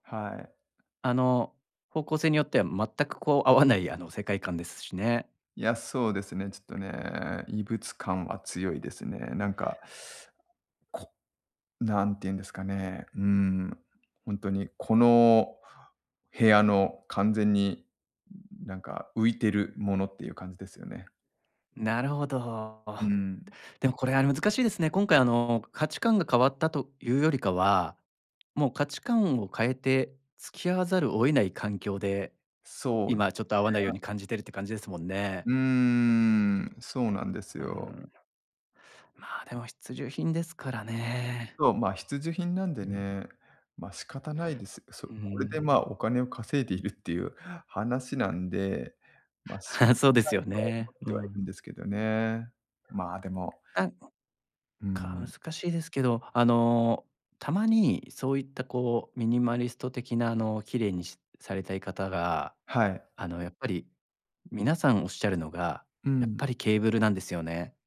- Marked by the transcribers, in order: teeth sucking; unintelligible speech; tapping; other background noise; chuckle
- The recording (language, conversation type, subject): Japanese, advice, 価値観の変化で今の生活が自分に合わないと感じるのはなぜですか？
- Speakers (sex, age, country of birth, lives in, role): male, 40-44, Japan, Japan, advisor; male, 40-44, Japan, Japan, user